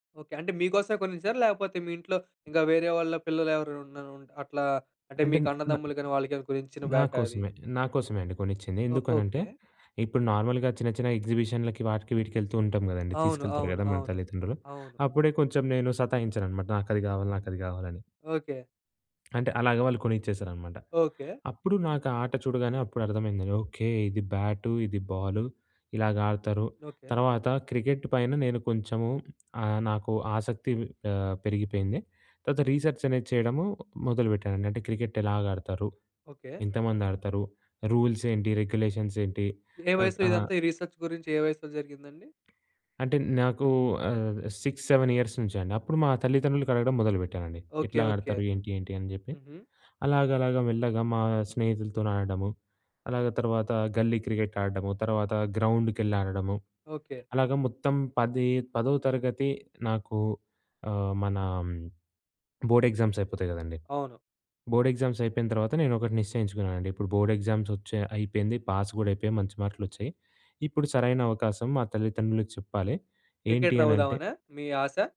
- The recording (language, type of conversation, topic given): Telugu, podcast, ఒక చిన్న సహాయం పెద్ద మార్పు తేవగలదా?
- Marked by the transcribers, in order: in English: "నార్మల్‍గా"; tapping; in English: "రీసెర్చ్"; in English: "రూల్స్"; in English: "రెగ్యులేషన్స్"; in English: "రిసర్చ్"; in English: "సిక్స్ సెవెన్ ఇయర్స్"; in English: "బోర్డ్ ఎగ్జామ్స్"; in English: "బోర్డ్ ఎగ్జామ్స్"; in English: "బోర్డ్ ఎగ్జామ్స్"; in English: "పాస్"; in English: "క్రికెటర్"